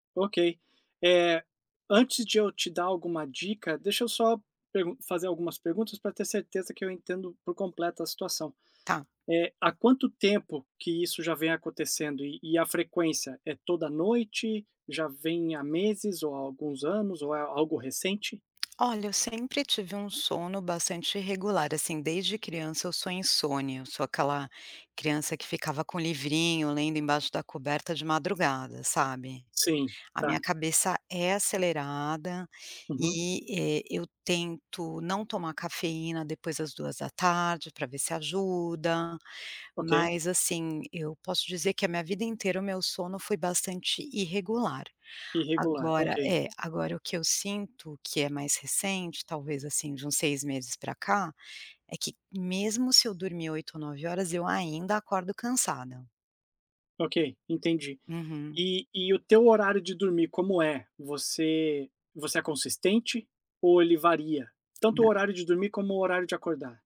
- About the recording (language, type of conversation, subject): Portuguese, advice, Por que acordo cansado mesmo após uma noite completa de sono?
- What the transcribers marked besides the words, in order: tapping